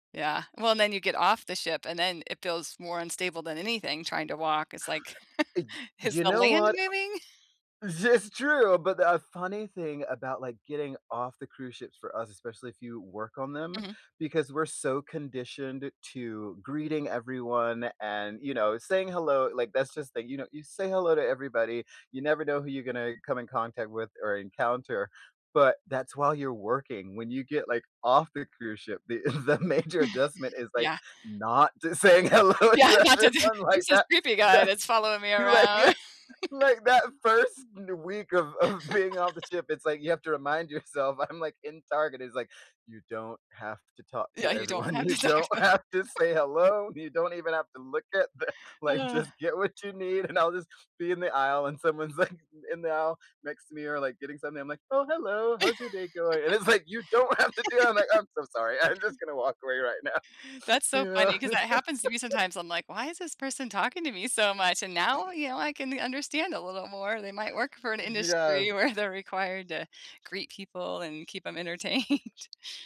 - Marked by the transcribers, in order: chuckle; laughing while speaking: "This"; other background noise; chuckle; laughing while speaking: "the major"; chuckle; laughing while speaking: "hello to everyone like that. That you, like yeah"; laughing while speaking: "Yeah, that's a d"; laughing while speaking: "of being"; laugh; laughing while speaking: "yourself, I'm"; laugh; laughing while speaking: "everyone"; laughing while speaking: "have"; laughing while speaking: "this accent"; laughing while speaking: "the like, just get what you need And"; chuckle; sigh; tapping; laughing while speaking: "like"; put-on voice: "Oh, hello. How's your day going?"; laugh; laughing while speaking: "don't have to do that"; laughing while speaking: "I'm just"; laughing while speaking: "now"; laugh; laughing while speaking: "they're"; laughing while speaking: "entertained"
- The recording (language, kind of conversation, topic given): English, unstructured, What is a funny memory that always makes you laugh?
- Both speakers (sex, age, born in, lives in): female, 50-54, United States, United States; male, 35-39, United States, United States